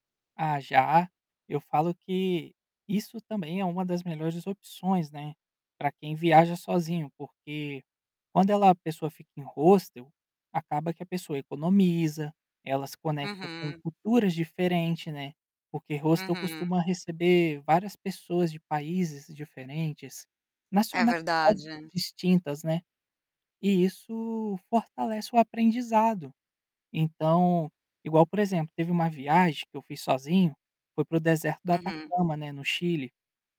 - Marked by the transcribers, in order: static; distorted speech
- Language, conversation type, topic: Portuguese, podcast, Por onde você recomenda começar para quem quer viajar sozinho?